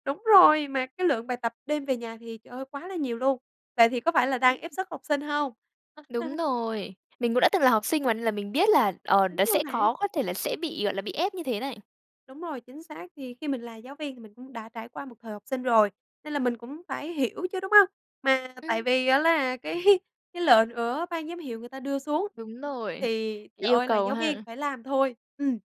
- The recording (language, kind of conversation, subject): Vietnamese, podcast, Làm sao giảm bài tập về nhà mà vẫn đảm bảo tiến bộ?
- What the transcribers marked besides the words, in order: laugh; tapping; laugh